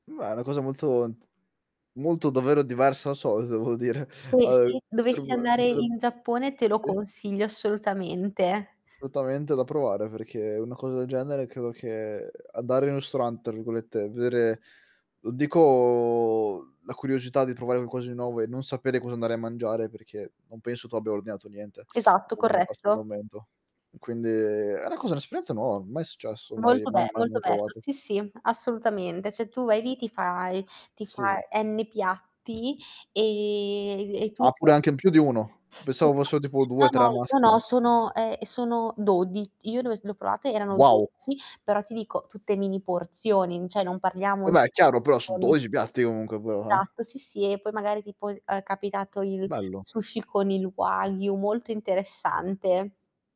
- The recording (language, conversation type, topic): Italian, unstructured, Qual è il viaggio più bello che hai fatto?
- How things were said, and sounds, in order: static; unintelligible speech; distorted speech; laughing while speaking: "dire"; "Assolutamente" said as "solutamente"; drawn out: "dico"; teeth sucking; unintelligible speech; tapping; "Cioè" said as "ceh"; unintelligible speech; unintelligible speech; other background noise; "cioè" said as "ceh"; unintelligible speech; unintelligible speech